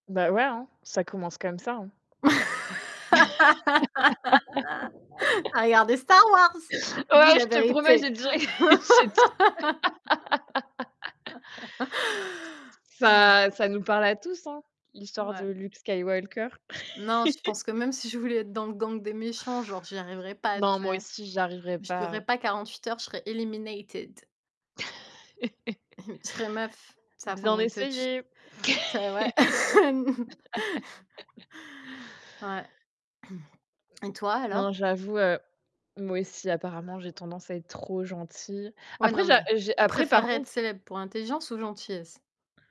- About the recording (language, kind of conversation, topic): French, unstructured, Préférez-vous être célèbre pour votre intelligence ou pour votre gentillesse ?
- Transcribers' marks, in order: laugh; background speech; stressed: "Star Wars"; laughing while speaking: "direct j'ai déjà"; laugh; unintelligible speech; laugh; put-on voice: "eliminated"; laugh; throat clearing; laugh; throat clearing; stressed: "trop"